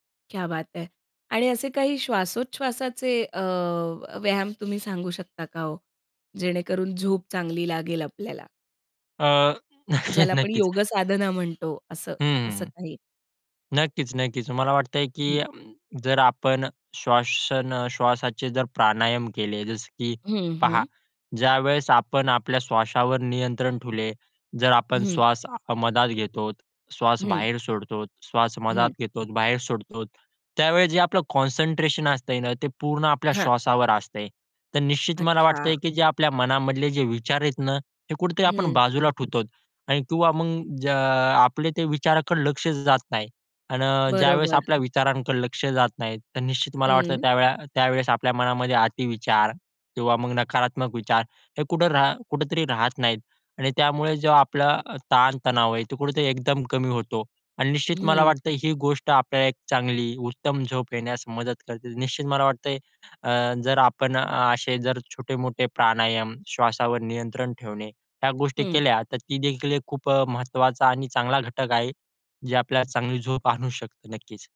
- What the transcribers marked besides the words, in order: in Hindi: "क्या बात है!"; other background noise; laughing while speaking: "नक्कीच, नक्कीच"; "घेतो" said as "घेतोत"; "सोडतो" said as "सोडतोत"; "घेतो" said as "घेतोत"; "सोडतो" said as "सोडतोत"; in English: "कॉन्संट्रेशन"
- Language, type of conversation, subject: Marathi, podcast, झोपेपूर्वी शांत होण्यासाठी तुम्ही काय करता?